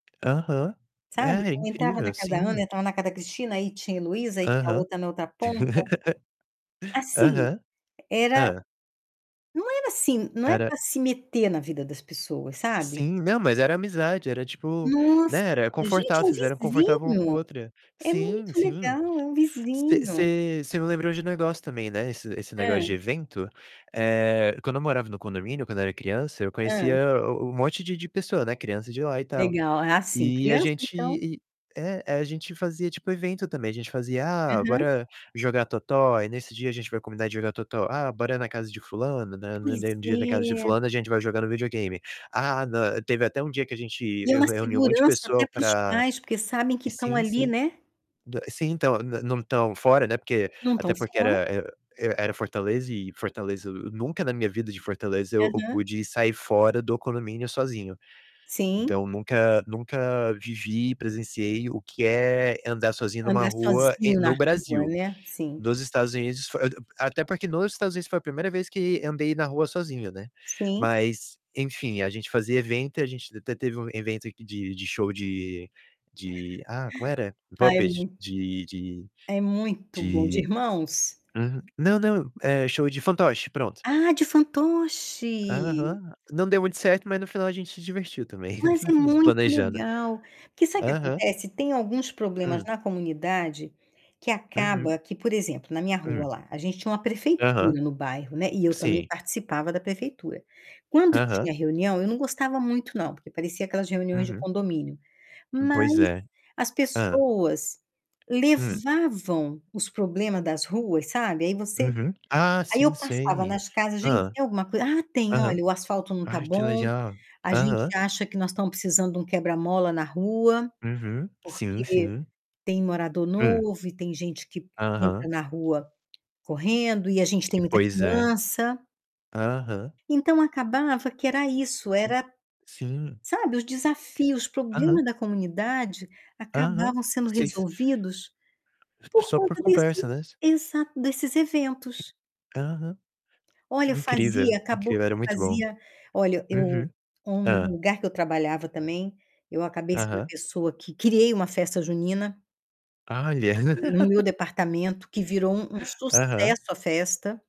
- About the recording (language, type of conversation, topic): Portuguese, unstructured, Qual é a importância dos eventos locais para unir as pessoas?
- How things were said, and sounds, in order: tapping; other background noise; laugh; distorted speech; in English: "Puppet"; chuckle; laugh